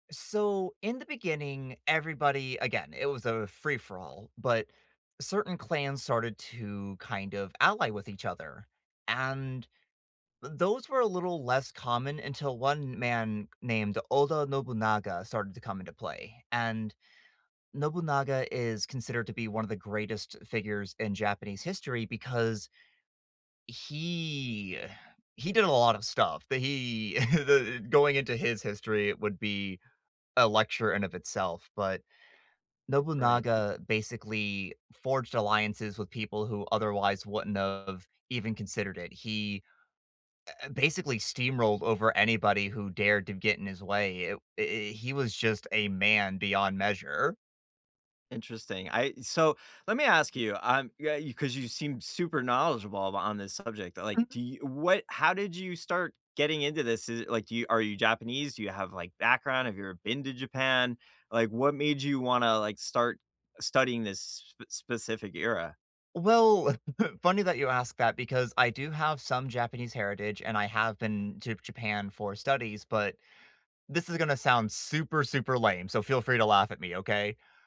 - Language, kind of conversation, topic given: English, unstructured, Which era or historical event have you been exploring recently, and what drew you to it?
- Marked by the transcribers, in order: drawn out: "he"; chuckle; other background noise; chuckle